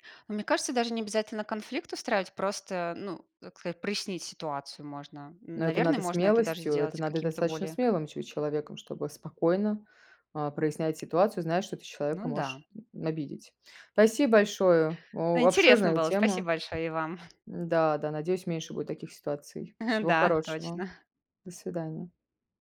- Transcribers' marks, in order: tapping; chuckle; chuckle
- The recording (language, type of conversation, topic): Russian, unstructured, Как справиться с ситуацией, когда кто-то вас обидел?